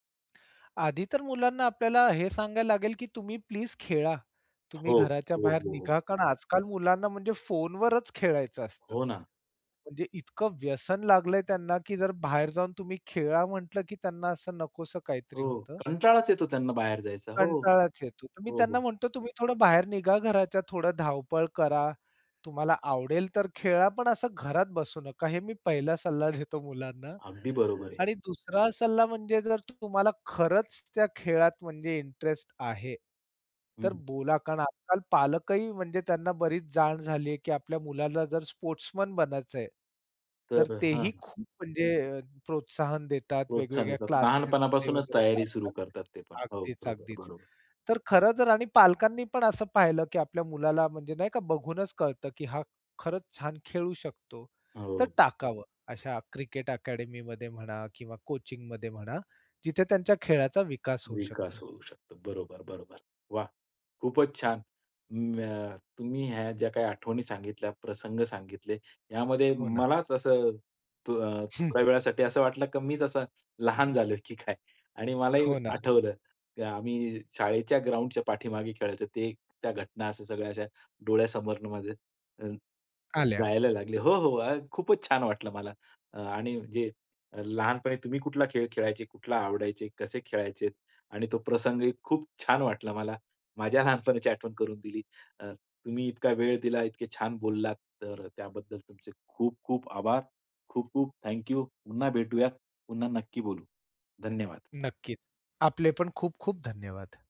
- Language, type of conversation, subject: Marathi, podcast, लहानपणी तुम्हाला सर्वात जास्त कोणता खेळ आवडायचा?
- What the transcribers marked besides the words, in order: other background noise; tapping; laughing while speaking: "देतो"; unintelligible speech; other noise; laughing while speaking: "झालोय की काय?"; chuckle